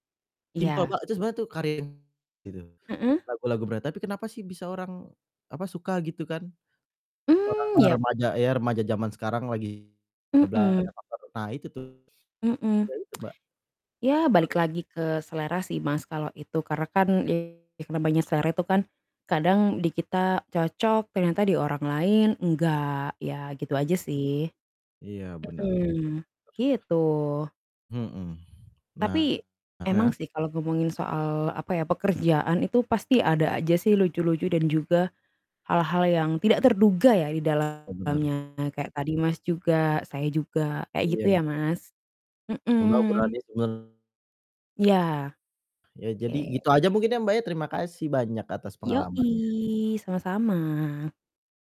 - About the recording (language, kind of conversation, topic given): Indonesian, unstructured, Apa hal paling mengejutkan yang kamu pelajari dari pekerjaanmu?
- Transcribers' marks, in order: distorted speech; unintelligible speech; static; tsk; unintelligible speech; other background noise